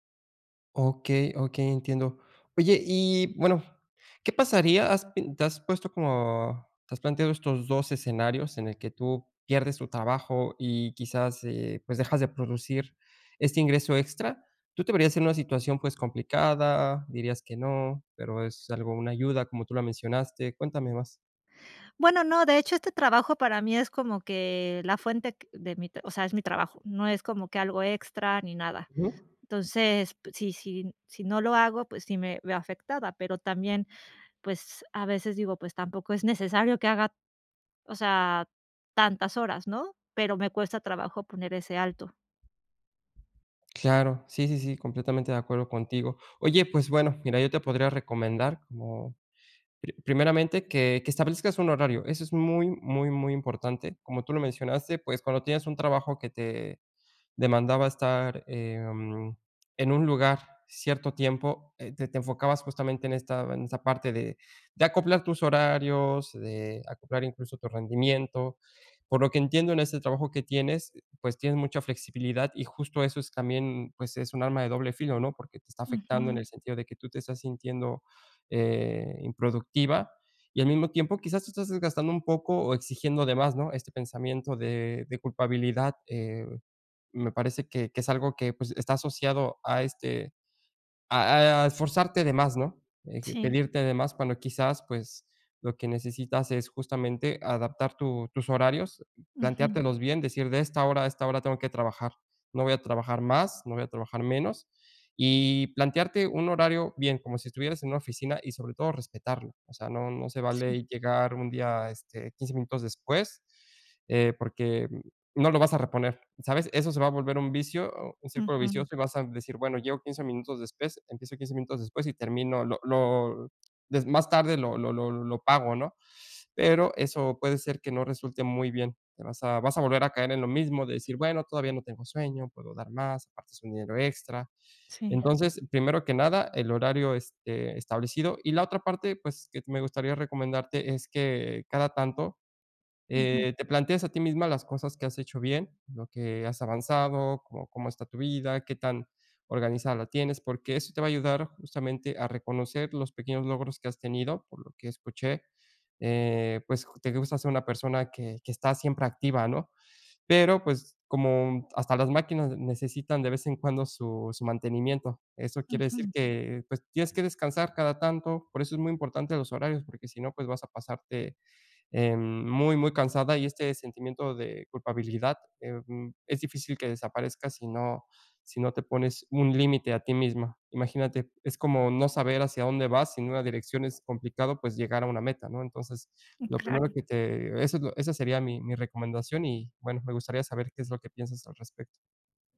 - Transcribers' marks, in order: other background noise
- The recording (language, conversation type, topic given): Spanish, advice, ¿Cómo puedo dejar de sentir culpa cuando no hago cosas productivas?